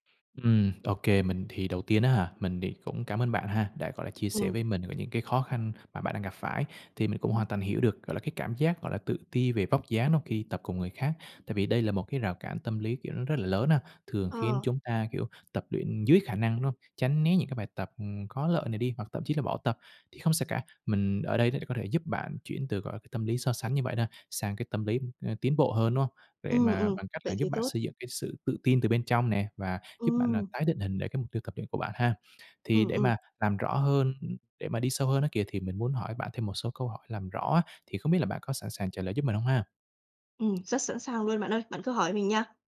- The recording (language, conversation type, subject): Vietnamese, advice, Làm thế nào để bớt tự ti về vóc dáng khi tập luyện cùng người khác?
- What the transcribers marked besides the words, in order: tapping